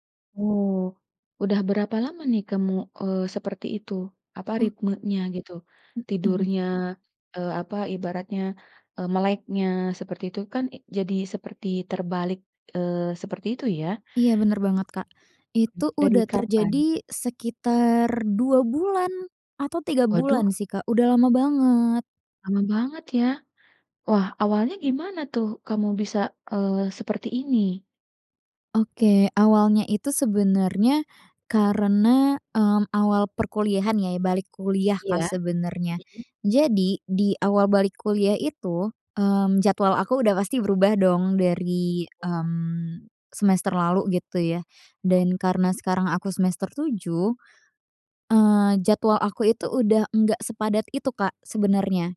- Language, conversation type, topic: Indonesian, advice, Apakah tidur siang yang terlalu lama membuat Anda sulit tidur pada malam hari?
- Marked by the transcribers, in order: other background noise